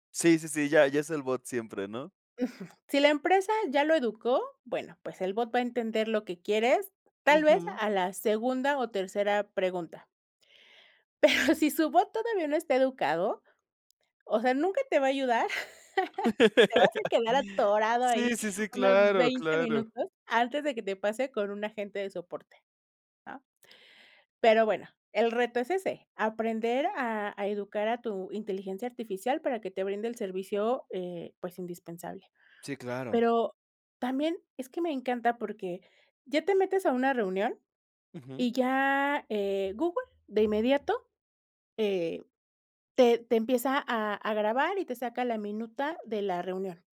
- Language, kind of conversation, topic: Spanish, podcast, ¿Qué opinas del uso de la inteligencia artificial en los servicios cotidianos?
- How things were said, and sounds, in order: laughing while speaking: "Pero"; laugh